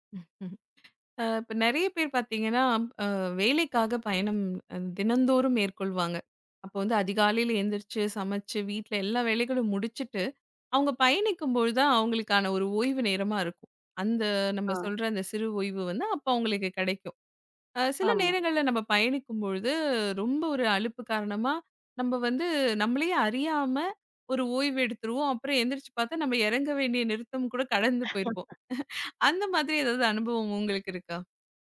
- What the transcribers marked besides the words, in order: chuckle; chuckle
- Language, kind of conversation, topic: Tamil, podcast, சிறு ஓய்வுகள் எடுத்த பிறகு உங்கள் அனுபவத்தில் என்ன மாற்றங்களை கவனித்தீர்கள்?